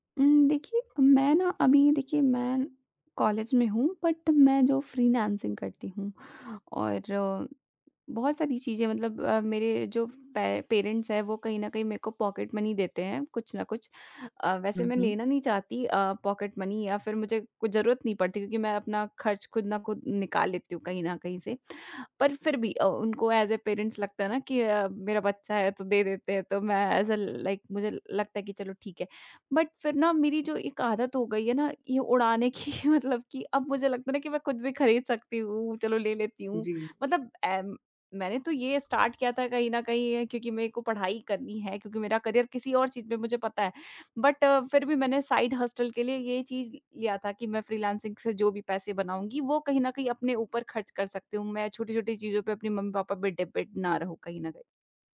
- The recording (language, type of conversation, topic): Hindi, advice, क्यों मुझे बजट बनाना मुश्किल लग रहा है और मैं शुरुआत कहाँ से करूँ?
- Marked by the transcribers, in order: in English: "बट"; in English: "पे पेरेंट्स"; in English: "पॉकेट मनी"; in English: "पॉकेट मनी"; in English: "एज़ अ पेरेंट्स"; in English: "एज़ अ लाइक"; in English: "बट"; laughing while speaking: "की"; tapping; in English: "स्टार्ट"; in English: "करियर"; in English: "बट"; in English: "साइड हस्टल"; in English: "डिपेंड"